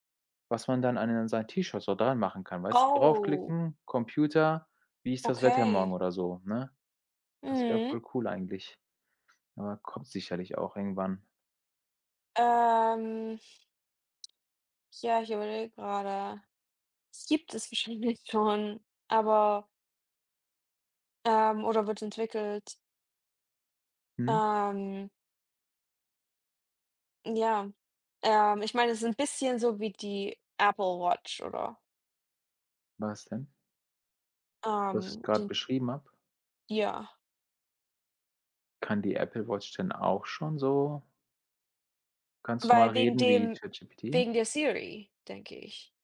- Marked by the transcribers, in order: drawn out: "Ähm"
- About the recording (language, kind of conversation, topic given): German, unstructured, Welche wissenschaftliche Entdeckung hat dich glücklich gemacht?